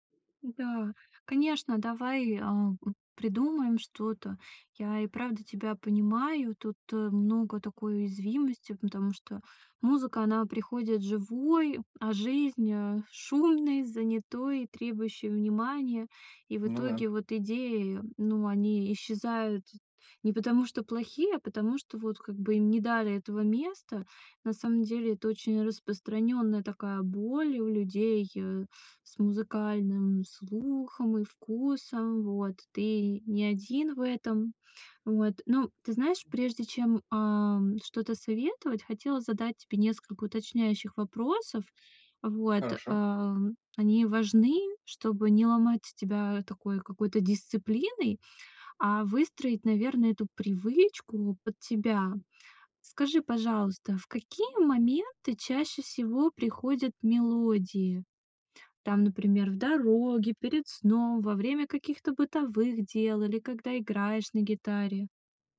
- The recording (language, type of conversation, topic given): Russian, advice, Как мне выработать привычку ежедневно записывать идеи?
- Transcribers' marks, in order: other background noise; tapping